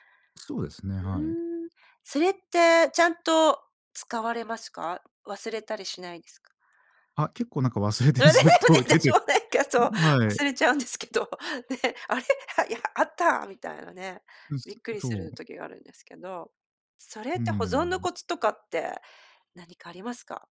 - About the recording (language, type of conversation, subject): Japanese, podcast, フードロスを減らすために普段どんな工夫をしていますか？
- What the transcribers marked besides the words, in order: laughing while speaking: "あれ、でもね、私も、なんか、そう"; laughing while speaking: "忘れてずっと出て"